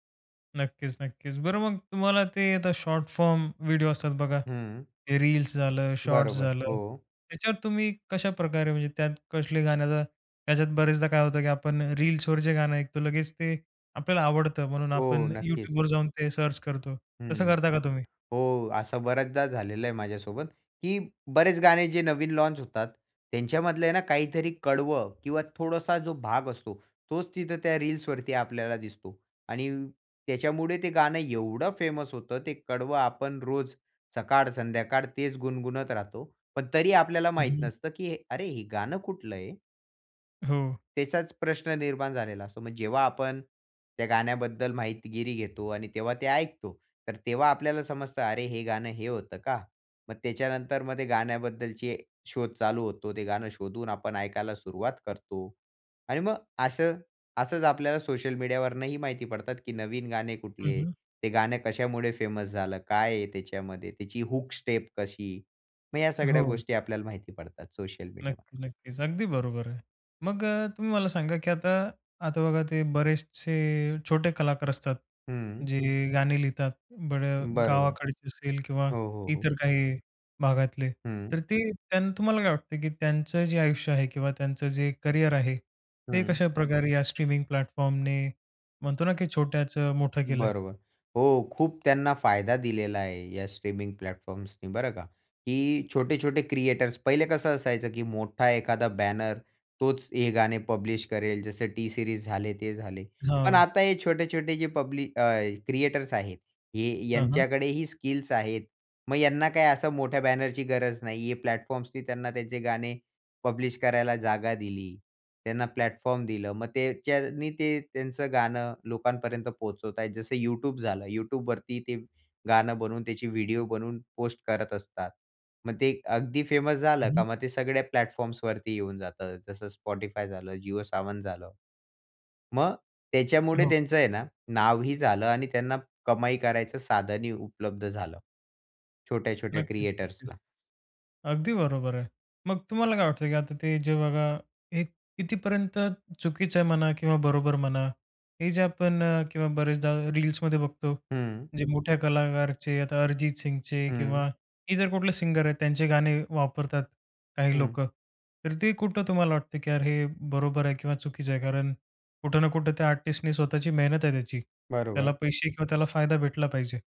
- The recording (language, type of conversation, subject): Marathi, podcast, मोबाईल आणि स्ट्रीमिंगमुळे संगीत ऐकण्याची सवय कशी बदलली?
- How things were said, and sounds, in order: in English: "शॉर्ट फॉर्म व्हिडिओ"; in English: "सर्च"; in English: "फेमस"; in English: "हूक स्टेप"; in English: "स्ट्रीमिंग प्लॅटफॉर्मने"; tapping; in English: "स्ट्रीमिंग प्लॅटफॉर्म्सनी"; in English: "पब्लिश"; in English: "प्लॅटफॉर्म्सनी"; in English: "पब्लिश"; in English: "प्लॅटफॉर्म"; in English: "प्लॅटफॉर्म्स"